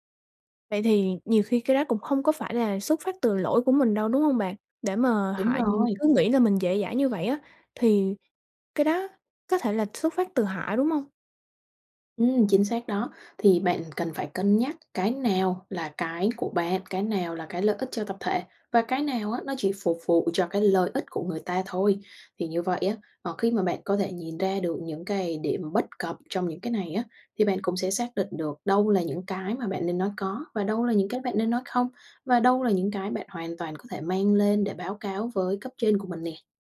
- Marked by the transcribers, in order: tapping
- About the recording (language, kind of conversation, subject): Vietnamese, advice, Làm thế nào để cân bằng lợi ích cá nhân và lợi ích tập thể ở nơi làm việc?